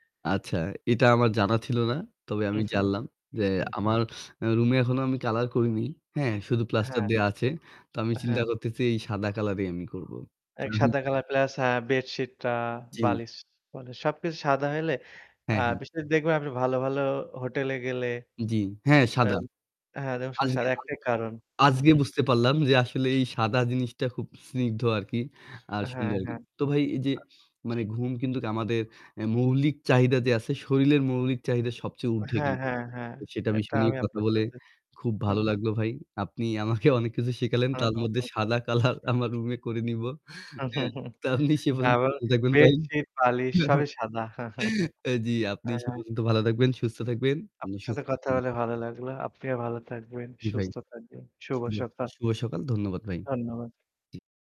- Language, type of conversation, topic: Bengali, unstructured, তুমি রাতে ভালো ঘুম পাওয়ার জন্য কী করো?
- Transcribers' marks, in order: static; chuckle; unintelligible speech; chuckle; other noise; laughing while speaking: "আপনি আমাকে অনেক কিছু শিখালেন … থাকবেন, সুস্থ থাকবেন"; unintelligible speech; chuckle; chuckle; other background noise